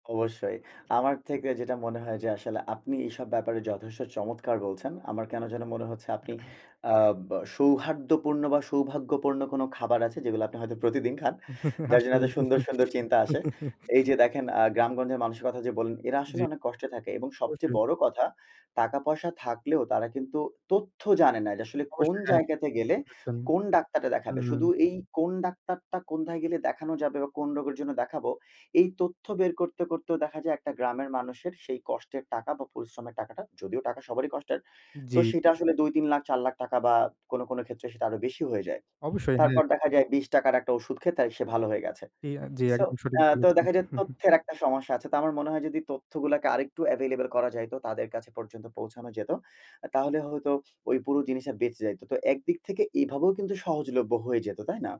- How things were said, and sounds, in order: throat clearing; chuckle; laughing while speaking: "আসলেই"; laugh; unintelligible speech; chuckle; in English: "এভেইলেবল"
- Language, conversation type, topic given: Bengali, unstructured, প্রযুক্তি কীভাবে আমাদের স্বাস্থ্যসেবাকে আরও উন্নত করেছে?